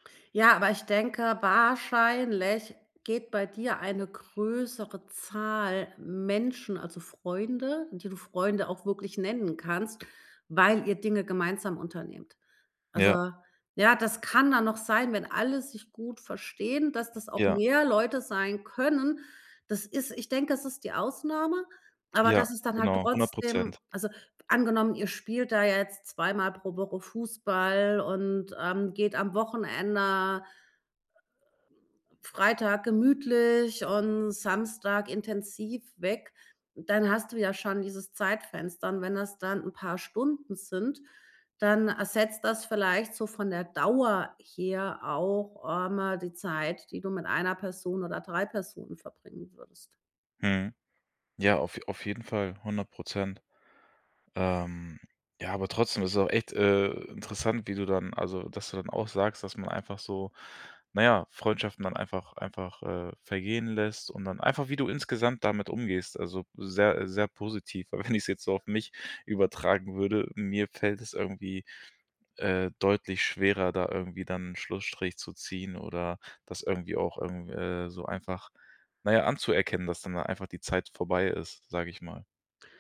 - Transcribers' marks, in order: other background noise; laughing while speaking: "ich's jetzt"
- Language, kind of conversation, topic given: German, podcast, Wie baust du langfristige Freundschaften auf, statt nur Bekanntschaften?
- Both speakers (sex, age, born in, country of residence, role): female, 40-44, Germany, Germany, guest; male, 25-29, Germany, Germany, host